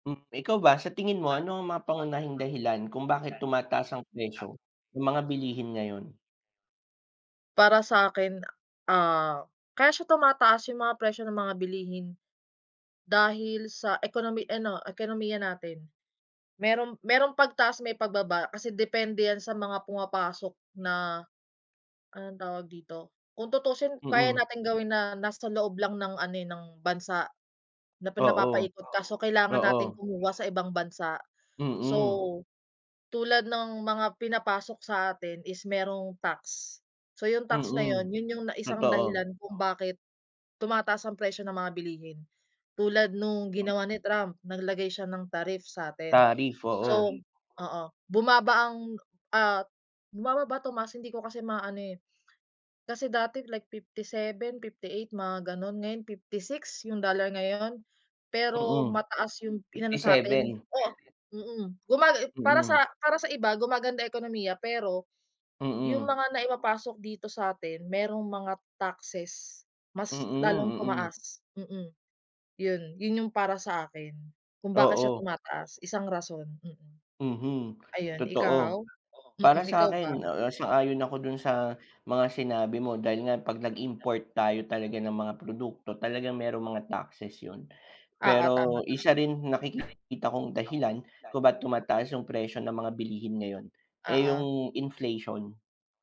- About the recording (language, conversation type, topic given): Filipino, unstructured, Ano ang opinyon mo tungkol sa pagtaas ng presyo ng mga bilihin?
- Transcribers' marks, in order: background speech; tapping; other background noise